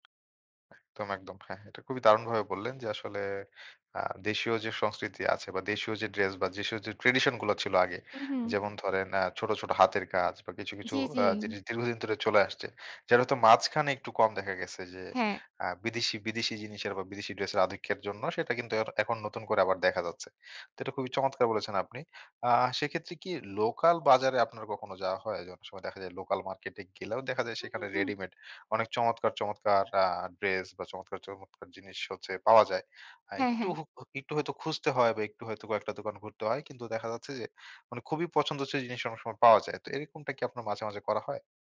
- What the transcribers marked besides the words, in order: tapping; other background noise
- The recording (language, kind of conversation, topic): Bengali, podcast, কম খরচে কীভাবে ভালো দেখানো যায় বলে তুমি মনে করো?